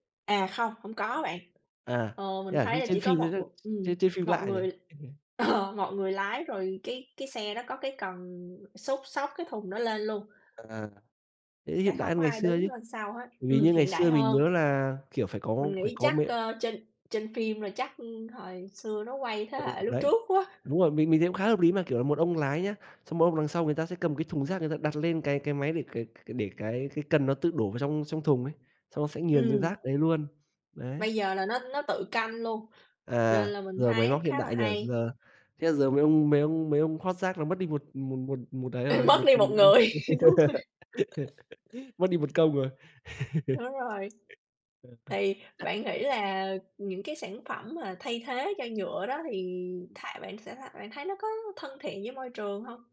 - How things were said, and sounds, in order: other background noise; chuckle; laughing while speaking: "ờ"; laughing while speaking: "Ừm"; laughing while speaking: "người. Đúng rồi"; laugh; tapping; laugh; unintelligible speech
- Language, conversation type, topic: Vietnamese, unstructured, Chúng ta nên làm gì để giảm rác thải nhựa hằng ngày?